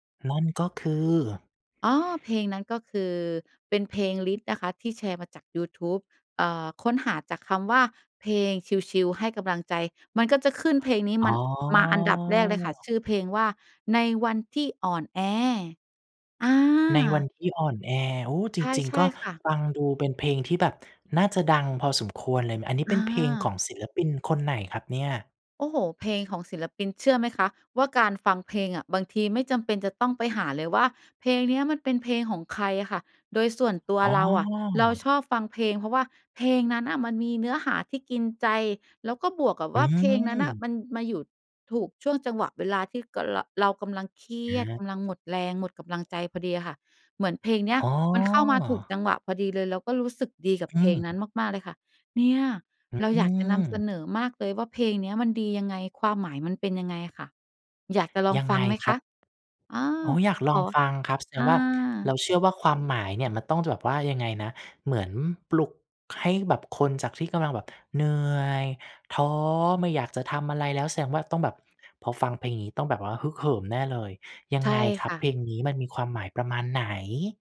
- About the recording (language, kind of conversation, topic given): Thai, podcast, เพลงไหนที่ทำให้คุณฮึกเหิมและกล้าลงมือทำสิ่งใหม่ ๆ?
- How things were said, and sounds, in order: tapping